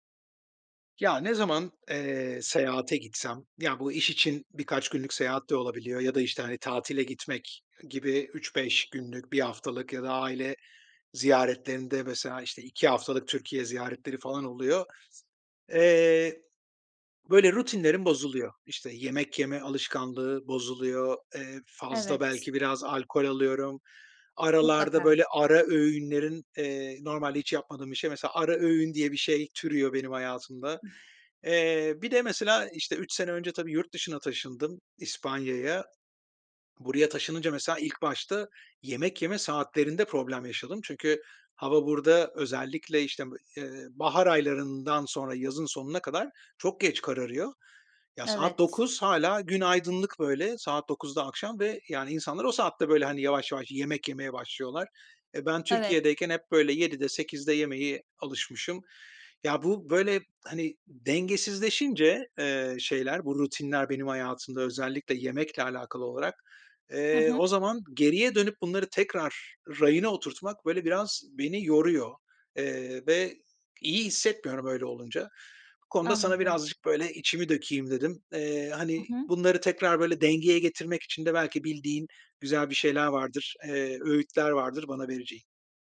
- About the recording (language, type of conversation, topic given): Turkish, advice, Seyahat veya taşınma sırasında yaratıcı alışkanlıklarınız nasıl bozuluyor?
- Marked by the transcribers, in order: other background noise; unintelligible speech